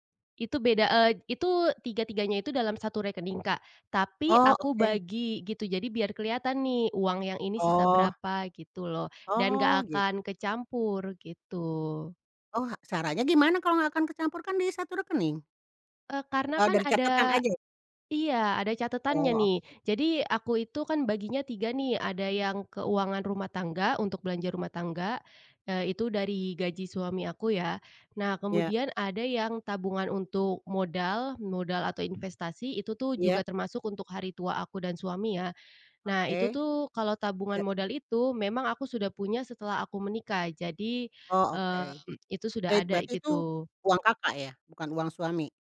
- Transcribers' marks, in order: other background noise
- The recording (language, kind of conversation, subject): Indonesian, podcast, Bagaimana caramu menahan godaan belanja impulsif demi menambah tabungan?